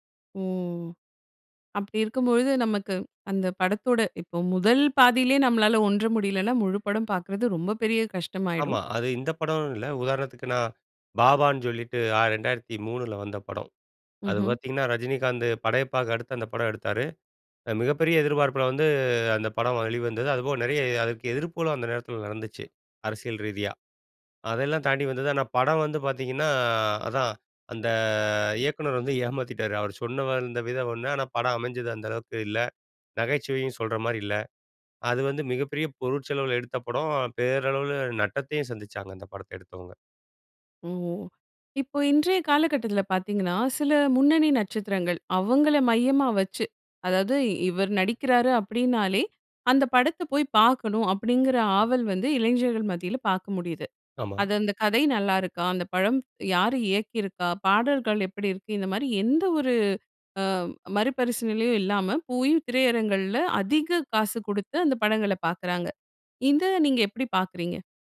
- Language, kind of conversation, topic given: Tamil, podcast, ஓர் படத்தைப் பார்க்கும்போது உங்களை முதலில் ஈர்க்கும் முக்கிய காரணம் என்ன?
- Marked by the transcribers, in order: other background noise; drawn out: "வந்து"; "வெளிவந்தது" said as "வளிவந்தது"; drawn out: "பாத்தீங்கன்னா"; drawn out: "அந்த"; laughing while speaking: "ஏமாத்திட்டாரு"; other noise; "படம்" said as "பழம்"; drawn out: "ஒரு"; "மறுபரிசிலனையும்" said as "மறுபரிசிலலையும்"; "இத" said as "இந்த"